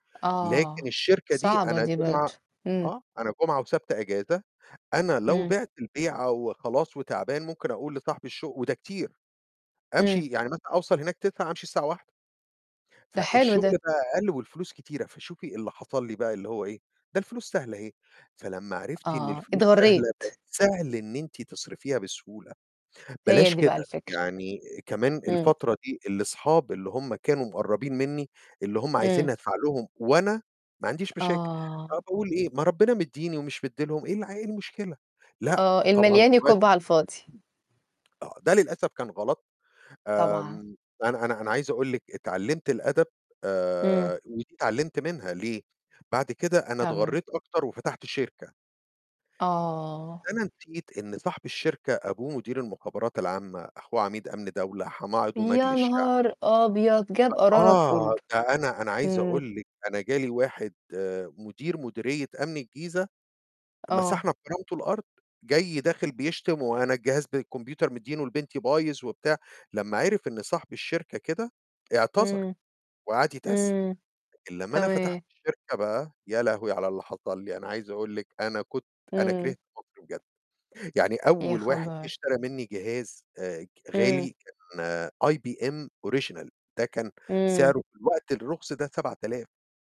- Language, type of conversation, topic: Arabic, unstructured, إيه أهمية إن يبقى عندنا صندوق طوارئ مالي؟
- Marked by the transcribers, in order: unintelligible speech; in English: "IBM Original"